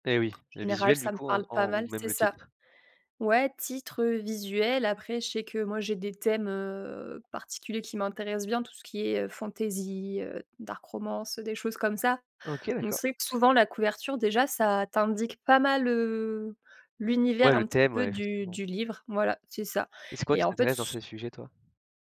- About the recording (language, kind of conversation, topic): French, podcast, Comment choisis-tu un livre quand tu vas en librairie ?
- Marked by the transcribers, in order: none